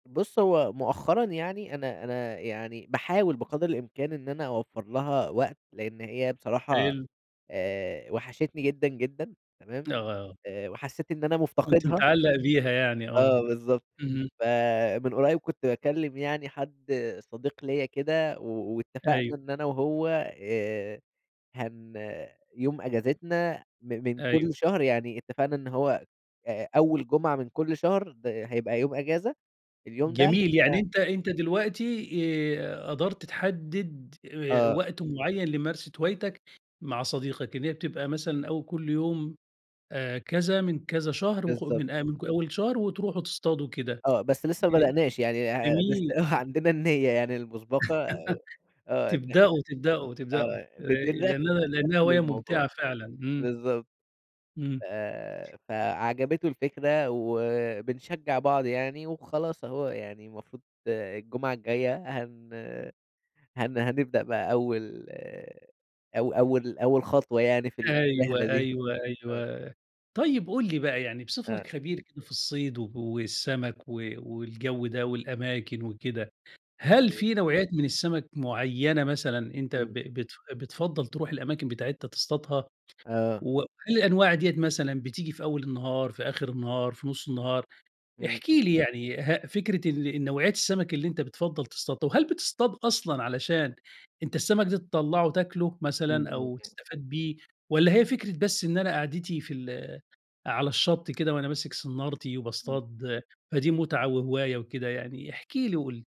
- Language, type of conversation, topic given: Arabic, podcast, إزاي تلاقي وقت وترجع لهواية كنت سايبها؟
- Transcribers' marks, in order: other background noise; unintelligible speech; laughing while speaking: "آه"; laugh; tapping; unintelligible speech